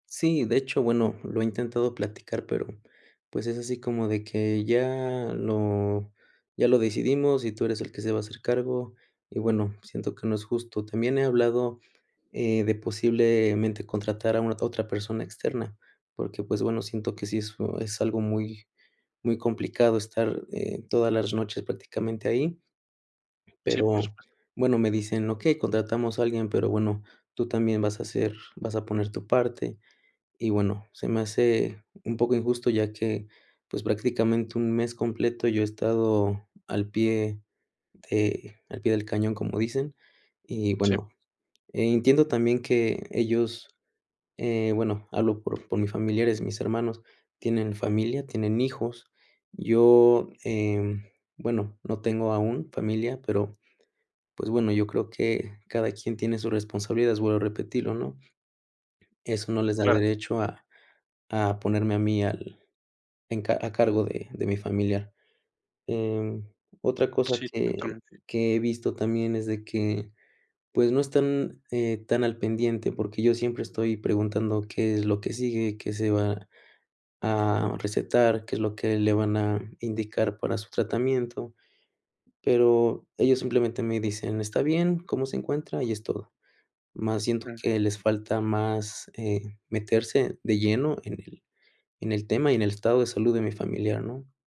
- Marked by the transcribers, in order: tapping
- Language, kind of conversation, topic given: Spanish, advice, ¿Cómo puedo cuidar a un familiar enfermo que depende de mí?